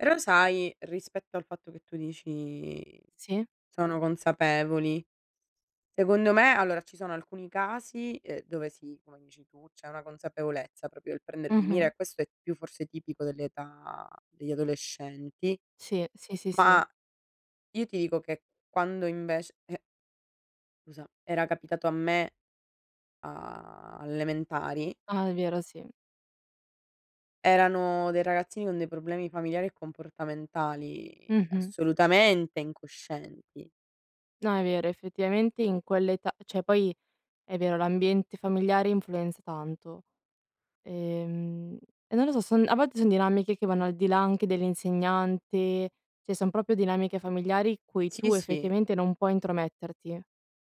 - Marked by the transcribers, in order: "proprio" said as "propio"; "all'elementari" said as "ementari"; "cioè" said as "ceh"; "cioè" said as "ceh"; "proprio" said as "propio"; "effettivamente" said as "effetimente"
- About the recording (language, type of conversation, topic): Italian, unstructured, Come si può combattere il bullismo nelle scuole?